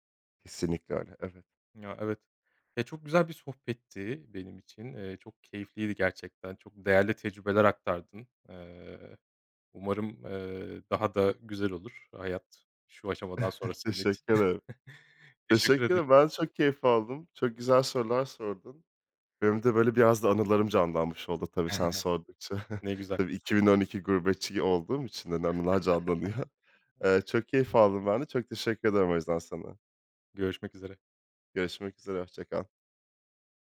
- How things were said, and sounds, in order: chuckle; chuckle; laughing while speaking: "canlanıyor"; chuckle
- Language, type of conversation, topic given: Turkish, podcast, Hayatında seni en çok değiştiren deneyim neydi?